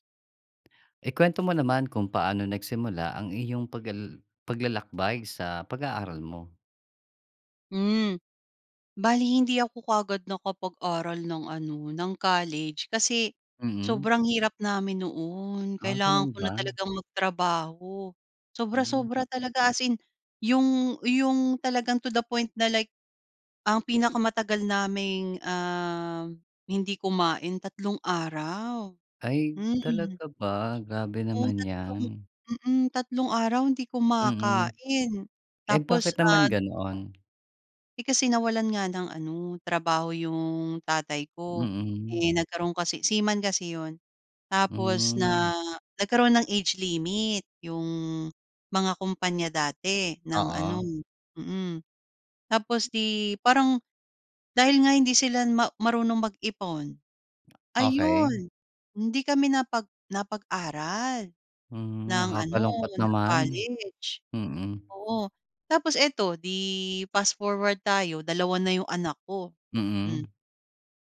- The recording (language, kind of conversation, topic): Filipino, podcast, Puwede mo bang ikuwento kung paano nagsimula ang paglalakbay mo sa pag-aaral?
- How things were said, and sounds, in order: tapping; other background noise